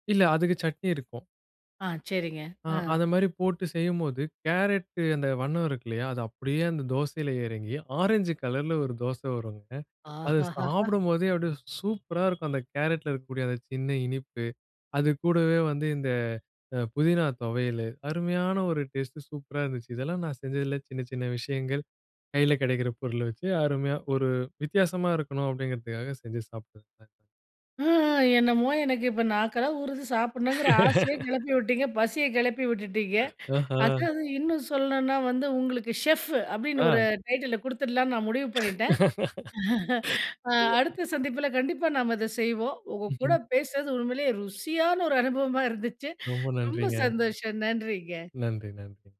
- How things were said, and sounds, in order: other street noise; other background noise; laugh; tapping; in English: "ஷெஃப்ஃபு"; laugh; other noise; chuckle; laughing while speaking: "உங்க கூட பேசுறது, உண்மையிலே ருசியான ஒரு அனுபவமா இருந்துச்சு. ரொம்ப சந்தோஷம் நன்றிங்க"
- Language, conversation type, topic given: Tamil, podcast, கிச்சனில் கிடைக்கும் சாதாரண பொருட்களைப் பயன்படுத்தி புதுமை செய்வது எப்படி?
- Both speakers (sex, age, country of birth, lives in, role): female, 40-44, India, India, host; male, 20-24, India, India, guest